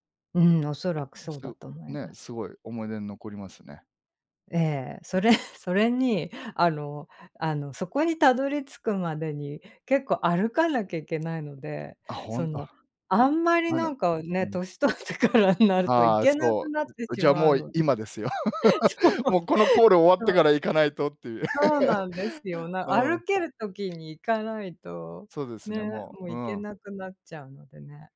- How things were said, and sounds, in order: tapping; other background noise; laughing while speaking: "それ"; laughing while speaking: "歳取ってからになると 行けなくなってしまうので。そう"; laugh; laughing while speaking: "もうこのコール終わってから行かないとっていう"; chuckle
- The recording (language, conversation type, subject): Japanese, unstructured, あなたの理想の旅行先はどこですか？